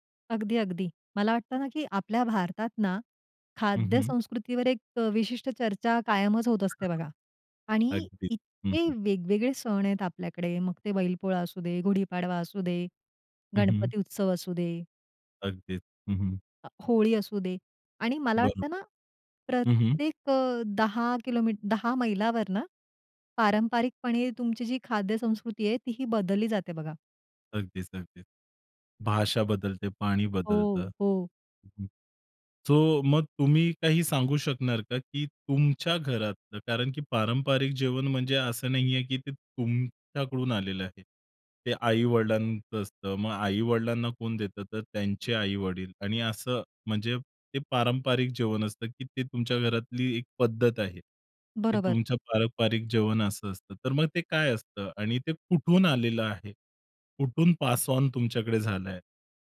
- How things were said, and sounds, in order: unintelligible speech; tapping; in English: "सो"; in English: "पासऑन"
- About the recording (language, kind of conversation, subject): Marathi, podcast, तुमच्या घरच्या खास पारंपरिक जेवणाबद्दल तुम्हाला काय आठवतं?